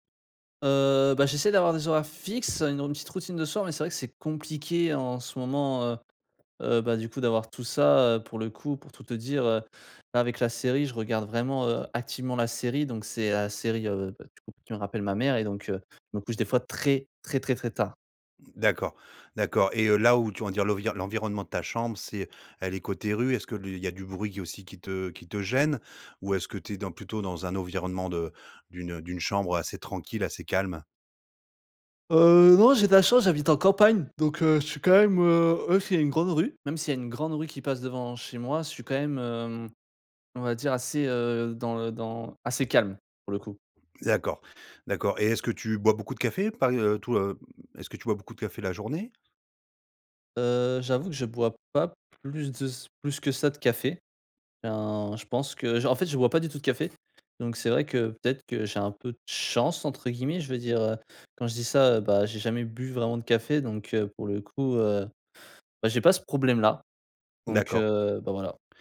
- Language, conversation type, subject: French, advice, Pourquoi suis-je constamment fatigué, même après une longue nuit de sommeil ?
- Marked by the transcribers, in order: tapping